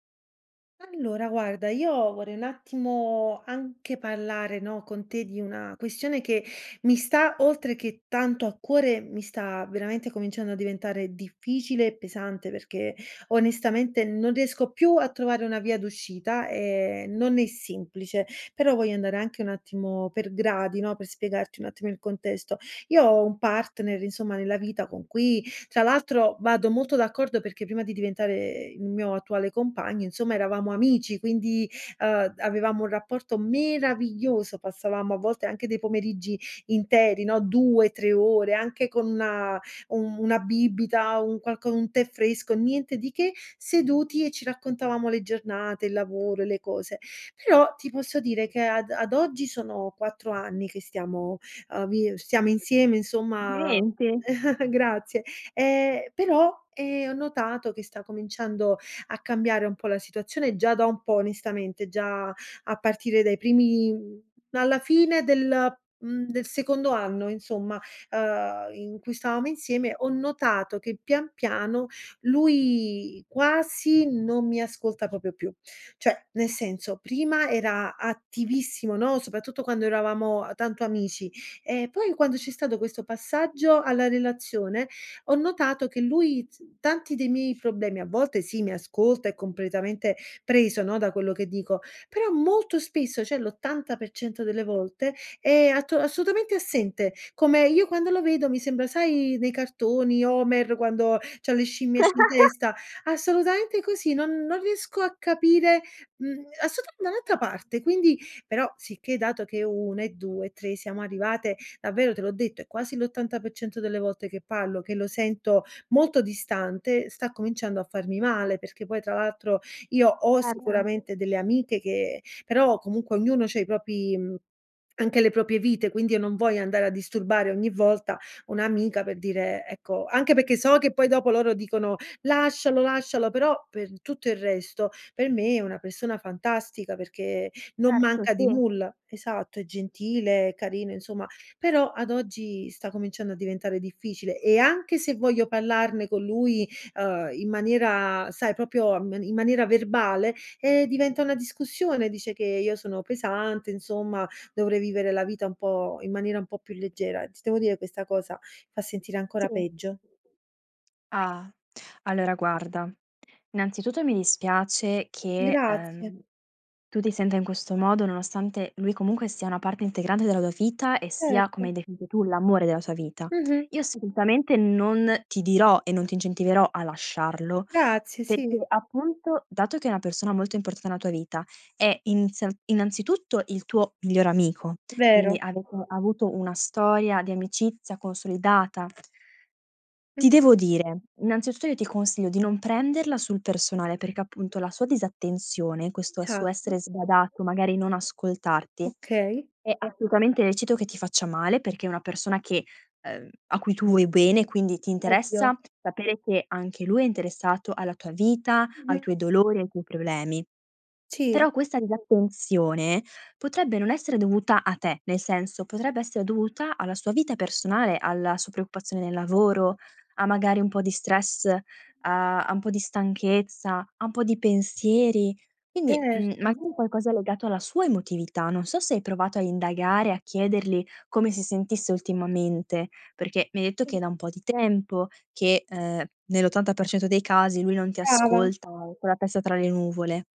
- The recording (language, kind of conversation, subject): Italian, advice, Come posso spiegare i miei bisogni emotivi al mio partner?
- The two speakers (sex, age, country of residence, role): female, 20-24, Italy, advisor; female, 30-34, Italy, user
- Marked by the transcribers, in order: stressed: "meraviglioso"; other background noise; chuckle; "proprio" said as "propio"; alarm; "cioè" said as "ceh"; laugh; "parlo" said as "pallo"; "propri" said as "propi"; "proprie" said as "propie"; "perché" said as "pecché"; background speech; "parlarne" said as "pallarne"; "proprio" said as "propio"; "innanzitutto" said as "nanzituto"; "vita" said as "fita"; "importante" said as "importana"; "innanzitutto" said as "innanzituto"; "Esatto" said as "satto"; "preoccupazione" said as "preuppazione"